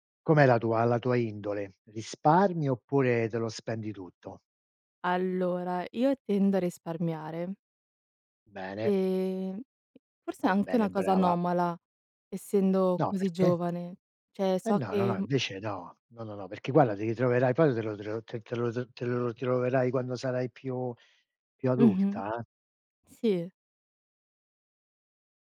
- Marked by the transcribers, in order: tapping; drawn out: "E"; other background noise; "Cioè" said as "ceh"
- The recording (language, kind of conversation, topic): Italian, unstructured, Come scegli tra risparmiare e goderti subito il denaro?